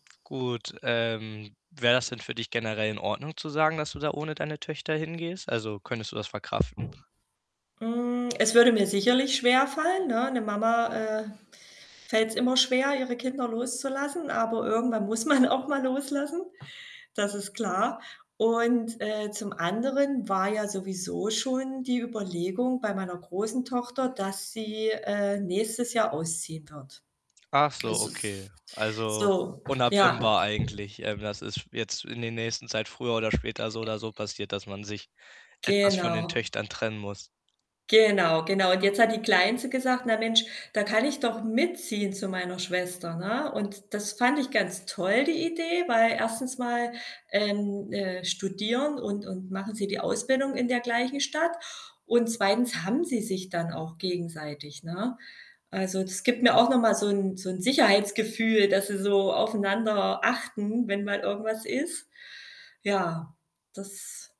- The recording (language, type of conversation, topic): German, advice, Wie kann ich mögliche Lebenswege sichtbar machen, wenn ich unsicher bin, welchen ich wählen soll?
- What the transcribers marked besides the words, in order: tapping; static; laughing while speaking: "auch"; distorted speech; other background noise